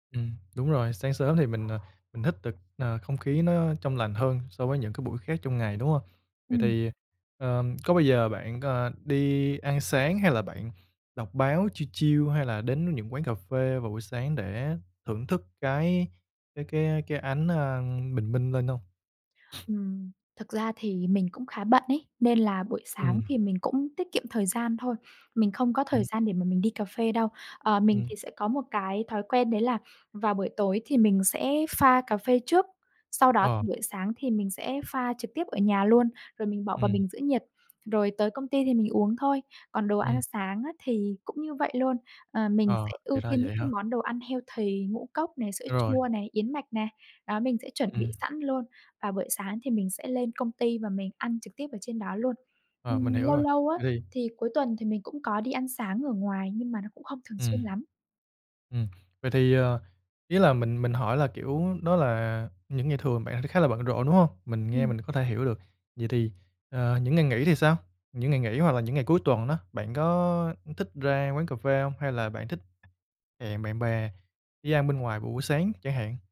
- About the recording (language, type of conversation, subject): Vietnamese, podcast, Bạn có những thói quen buổi sáng nào?
- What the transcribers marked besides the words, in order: tapping; dog barking; in English: "chill chill"; other background noise; sniff; in English: "healthy"